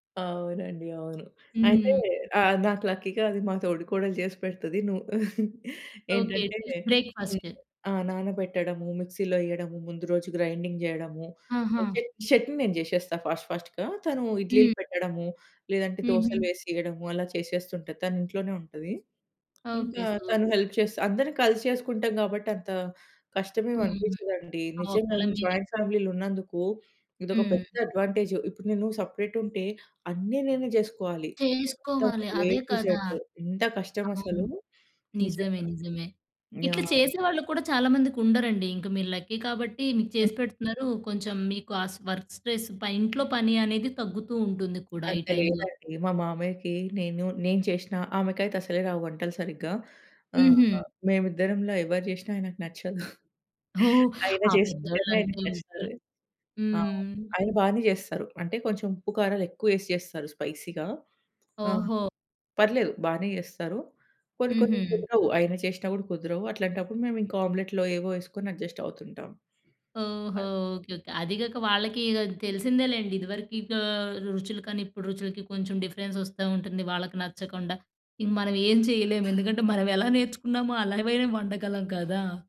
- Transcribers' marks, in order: tapping; other noise; in English: "లక్కీగా"; chuckle; in English: "బ్రేక్ఫాస్ట్"; in English: "గ్రైండింగ్"; in English: "ఫాస్ట్ ఫాస్ట్‌గా"; in English: "సూపర్"; in English: "హెల్ప్"; in English: "జాయింట్ ఫ్యామిలీలో"; in English: "అడ్వాంటేజ్"; in English: "సెపరేట్"; in English: "ఏ టు జడ్"; in English: "లక్కీ"; in English: "వర్క్ స్ట్రెస్"; chuckle; in English: "స్పైసీగా"; in English: "అడ్జస్ట్"; in English: "డిఫరెన్స్"; other background noise
- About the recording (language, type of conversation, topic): Telugu, podcast, పని తర్వాత విశ్రాంతి పొందడానికి మీరు సాధారణంగా ఏమి చేస్తారు?